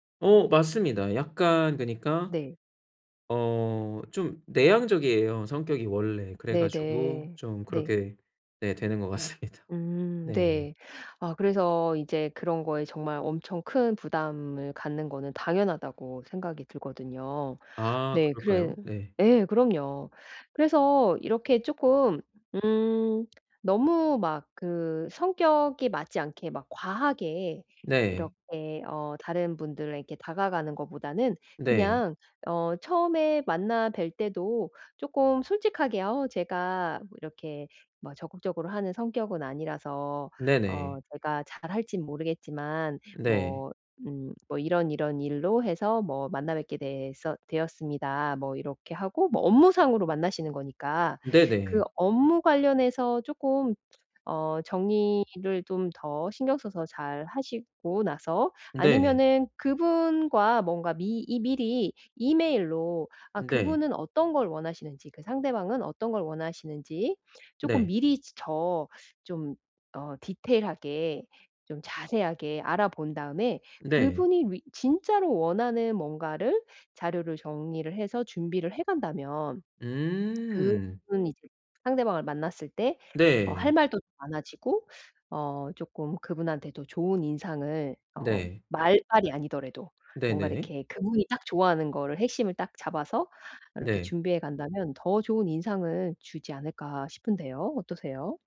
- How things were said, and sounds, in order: laughing while speaking: "같습니다"; other background noise; tapping
- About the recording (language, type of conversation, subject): Korean, advice, 새로운 활동을 시작하는 것이 두려울 때 어떻게 하면 좋을까요?